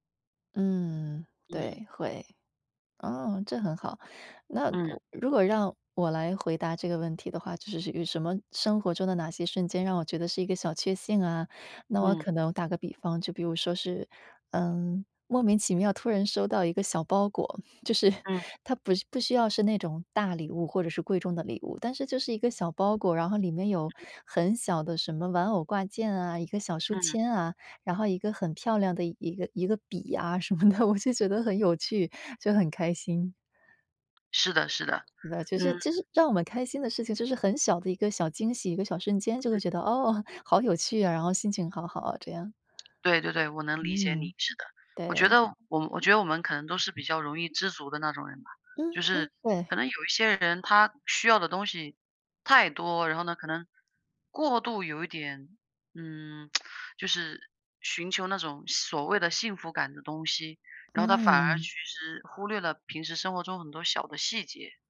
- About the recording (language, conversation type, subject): Chinese, unstructured, 你怎么看待生活中的小确幸？
- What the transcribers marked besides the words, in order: chuckle; laughing while speaking: "就是"; tapping; laughing while speaking: "什么的"; other background noise; lip smack